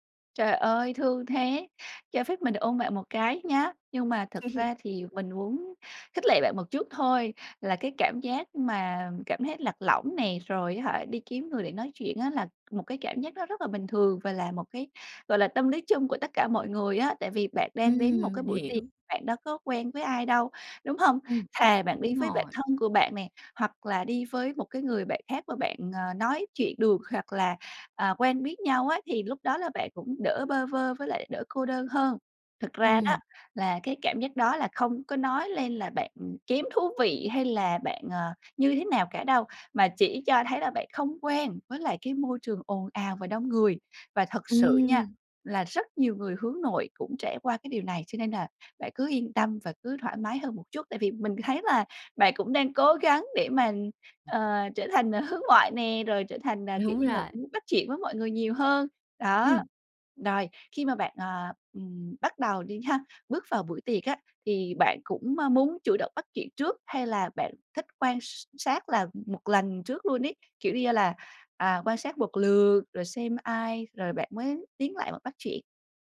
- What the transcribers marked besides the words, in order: tapping; other background noise
- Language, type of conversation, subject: Vietnamese, advice, Làm sao để tôi không cảm thấy lạc lõng trong buổi tiệc với bạn bè?